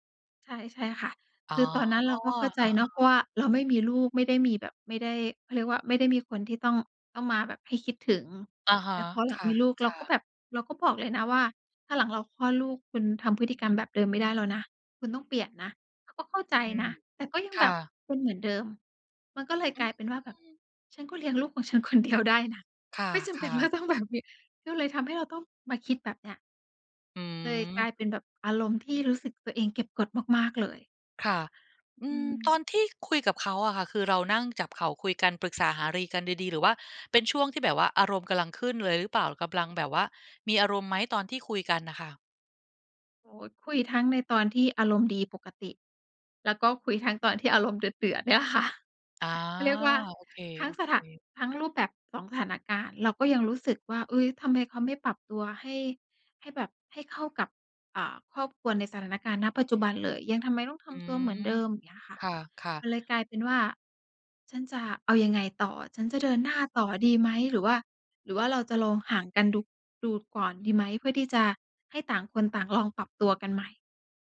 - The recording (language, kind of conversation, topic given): Thai, advice, ฉันควรจัดการอารมณ์และปฏิกิริยาที่เกิดซ้ำๆ ในความสัมพันธ์อย่างไร?
- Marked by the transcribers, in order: laughing while speaking: "คนเดียวได้นะ"; laughing while speaking: "ว่าต้องแบบมี"; other background noise; "หารือ" said as "หารี"; laughing while speaking: "เนี่ยค่ะ"; "สถานการณ์" said as "ถานการณ์"